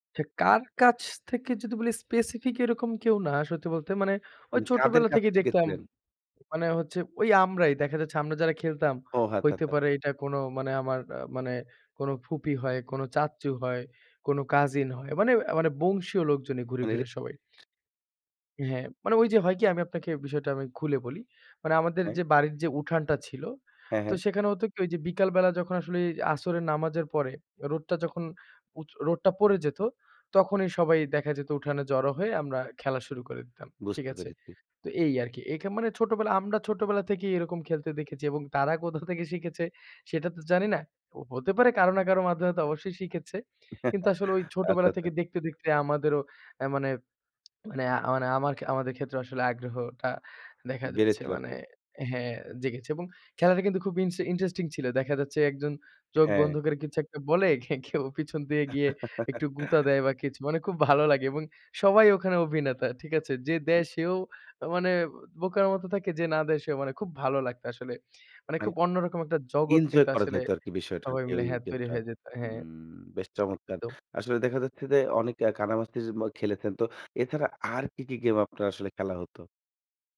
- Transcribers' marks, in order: "আচ্ছা, আচ্ছা" said as "হাচ্চাচ্চা"; other background noise; chuckle; tapping; laughing while speaking: "কেউ"; chuckle
- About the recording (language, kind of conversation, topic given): Bengali, podcast, শৈশবে তোমার সবচেয়ে প্রিয় খেলার স্মৃতি কী?